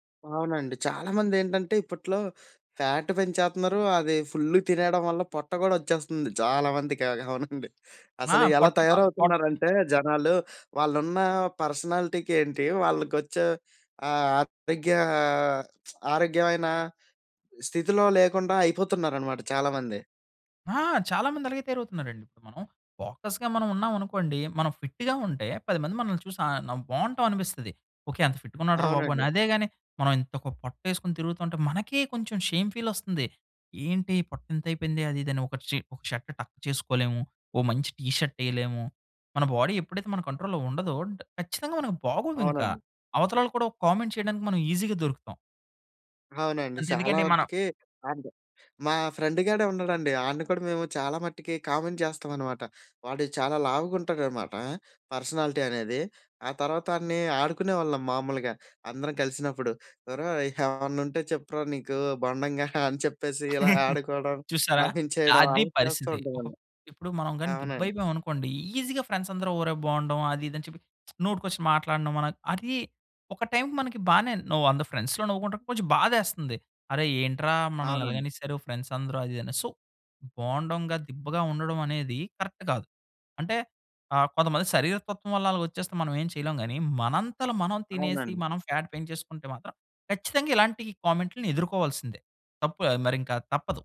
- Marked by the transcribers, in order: in English: "ఫ్యాట్"; chuckle; lip smack; in English: "ఫోకస్‌గా"; in English: "షేమ్"; in English: "షర్ట్ టక్"; in English: "బాడీ"; in English: "కంట్రోల్‌లో"; in English: "కామెంట్"; in English: "ఈజీగా"; in English: "కామెంట్"; in English: "పర్సనాలిటీ"; giggle; chuckle; in English: "ఈజీగా"; lip smack; in English: "ఫ్రెండ్స్‌లో"; in English: "సో"; in English: "కరక్ట్"; in English: "ఫ్యాట్"
- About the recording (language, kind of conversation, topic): Telugu, podcast, యోగా చేసి చూడావా, అది నీకు ఎలా అనిపించింది?